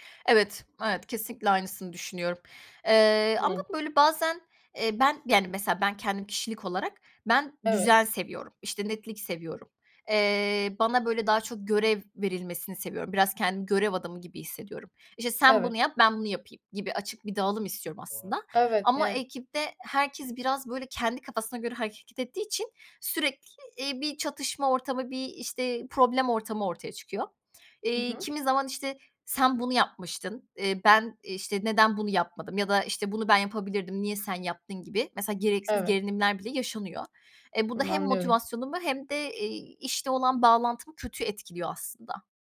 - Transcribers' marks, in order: other background noise; background speech; unintelligible speech; tapping
- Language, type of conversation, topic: Turkish, advice, İş arkadaşlarınızla görev paylaşımı konusunda yaşadığınız anlaşmazlık nedir?
- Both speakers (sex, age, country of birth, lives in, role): female, 25-29, Turkey, Italy, advisor; female, 25-29, Turkey, Poland, user